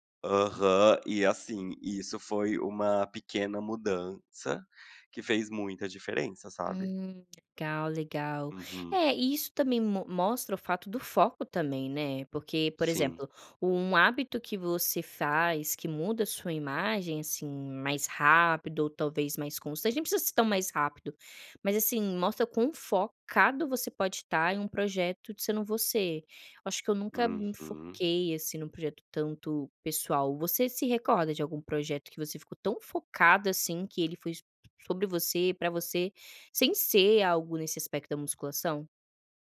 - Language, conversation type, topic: Portuguese, podcast, Que pequeno hábito mudou mais rapidamente a forma como as pessoas te veem?
- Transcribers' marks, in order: none